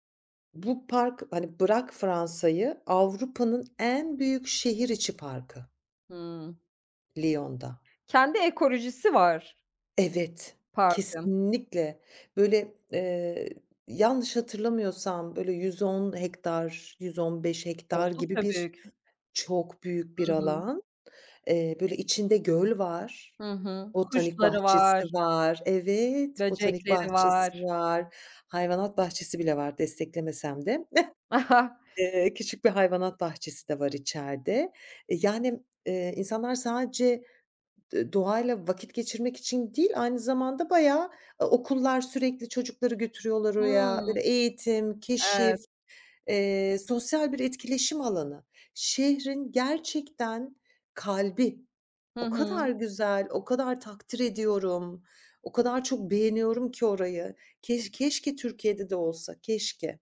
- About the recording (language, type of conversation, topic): Turkish, podcast, Şehirlerde yeşil alanları artırmak için neler yapılabilir?
- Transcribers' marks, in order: other background noise; scoff; chuckle